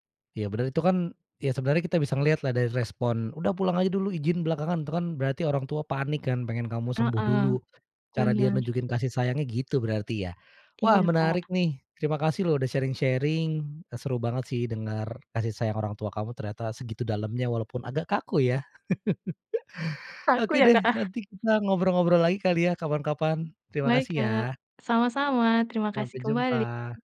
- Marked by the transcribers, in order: in English: "sharing-sharing"; laughing while speaking: "Kaku ya, Kak?"; laugh
- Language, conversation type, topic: Indonesian, podcast, Bagaimana cara keluarga kalian menunjukkan kasih sayang dalam keseharian?